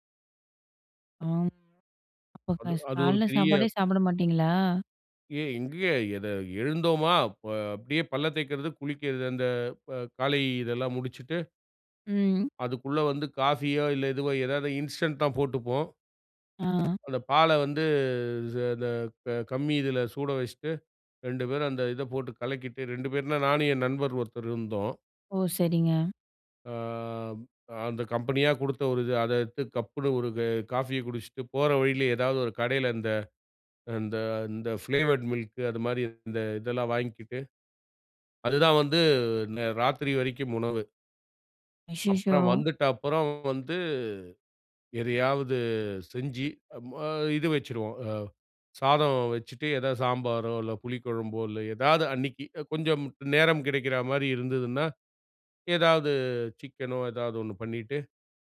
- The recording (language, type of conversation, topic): Tamil, podcast, புதிய விஷயங்கள் கற்றுக்கொள்ள உங்களைத் தூண்டும் காரணம் என்ன?
- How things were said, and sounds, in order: other noise; in English: "இன்ஸ்டன்ட்"; other background noise; tapping; in English: "ஃபிளேவர்ட் மில்க்"